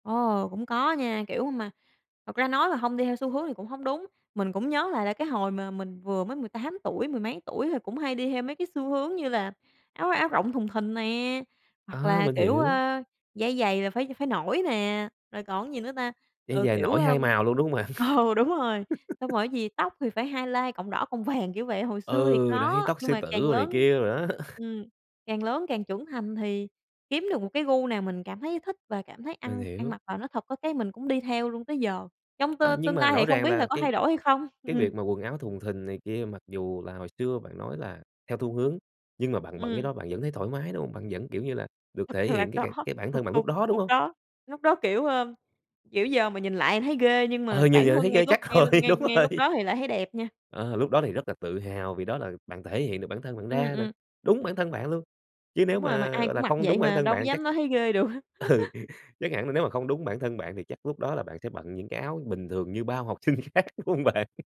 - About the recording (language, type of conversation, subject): Vietnamese, podcast, Khi nào bạn cảm thấy mình ăn mặc đúng với con người mình nhất?
- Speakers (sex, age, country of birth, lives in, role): female, 25-29, Vietnam, Vietnam, guest; male, 20-24, Vietnam, Vietnam, host
- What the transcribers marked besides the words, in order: laughing while speaking: "ừ"; laughing while speaking: "bạn?"; in English: "highlight"; laugh; tapping; laughing while speaking: "đó"; laughing while speaking: "Thật là có"; laughing while speaking: "chắc rồi, đúng rồi"; other background noise; laughing while speaking: "được"; laughing while speaking: "ừ"; chuckle; laughing while speaking: "sinh khác, đúng hông bạn?"